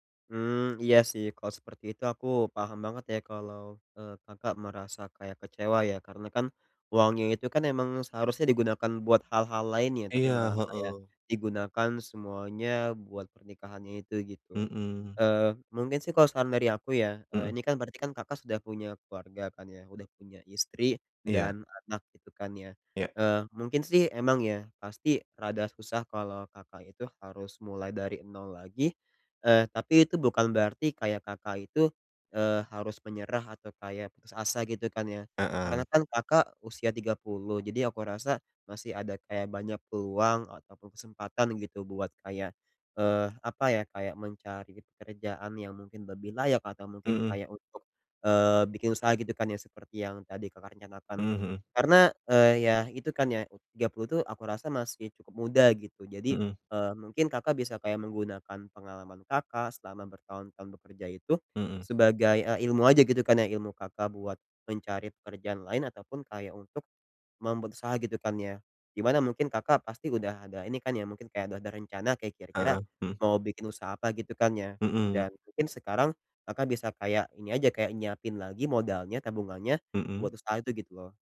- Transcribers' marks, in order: other background noise
- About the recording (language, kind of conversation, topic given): Indonesian, advice, Bagaimana cara mengelola kekecewaan terhadap masa depan saya?